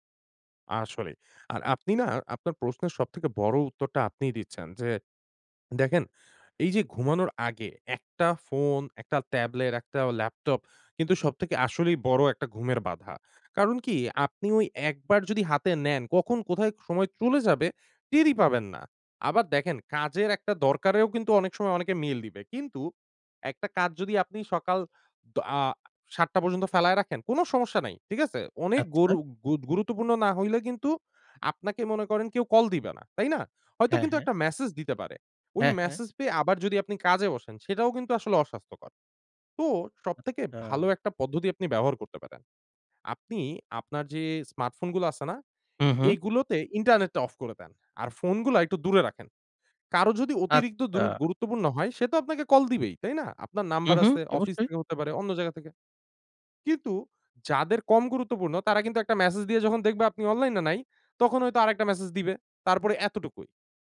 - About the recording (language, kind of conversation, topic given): Bengali, advice, নিয়মিতভাবে রাতে নির্দিষ্ট সময়ে ঘুমাতে যাওয়ার অভ্যাস কীভাবে বজায় রাখতে পারি?
- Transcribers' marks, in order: none